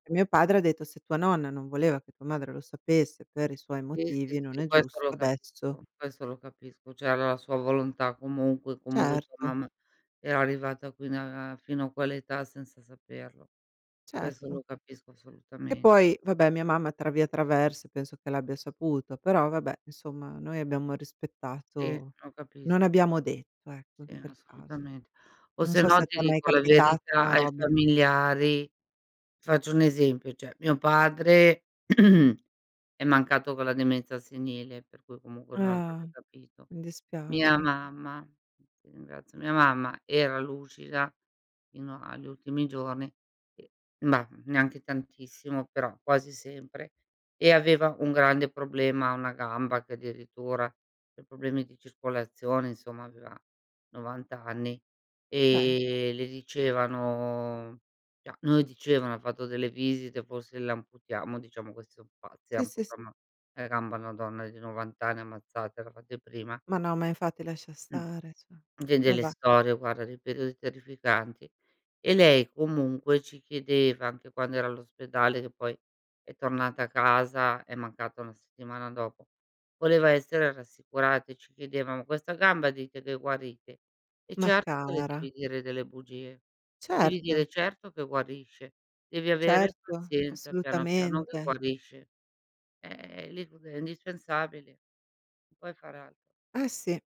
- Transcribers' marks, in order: "Questo" said as "queso"; "cioè" said as "ceh"; throat clearing; drawn out: "Ah"; "cioè" said as "cha"
- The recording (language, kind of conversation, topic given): Italian, unstructured, Pensi che sia giusto dire sempre la verità ai familiari?